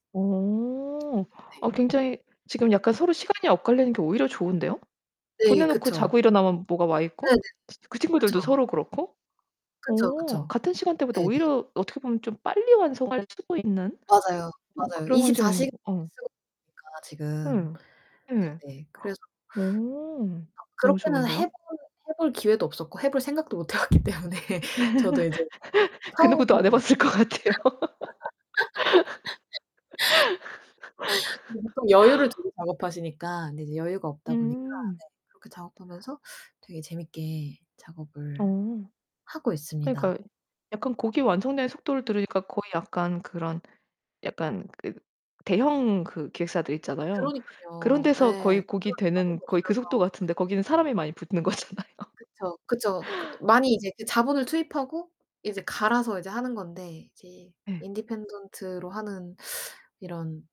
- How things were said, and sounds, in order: other background noise; distorted speech; unintelligible speech; laugh; laughing while speaking: "그 누구도 안 해봤을 것 같아요"; laughing while speaking: "못 해왔기 때문에"; laugh; laugh; tapping; unintelligible speech; laughing while speaking: "붙는 거잖아요"; in English: "independent로"
- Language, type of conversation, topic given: Korean, podcast, 창작이 막힐 때 어떤 실험을 해 보셨고, 그중 가장 효과가 좋았던 방법은 무엇인가요?